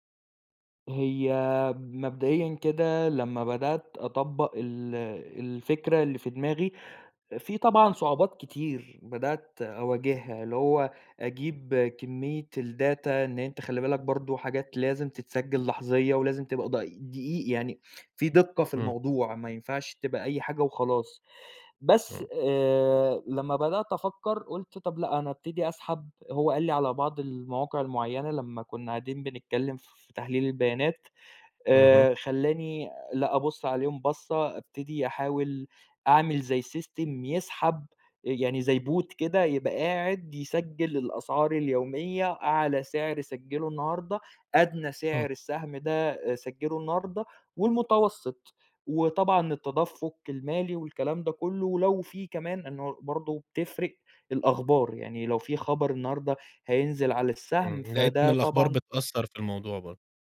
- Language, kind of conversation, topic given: Arabic, podcast, احكيلي عن مرة قابلت فيها حد ألهمك؟
- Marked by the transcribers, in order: in English: "الData"; in English: "سيستم"; in English: "Bot"; tapping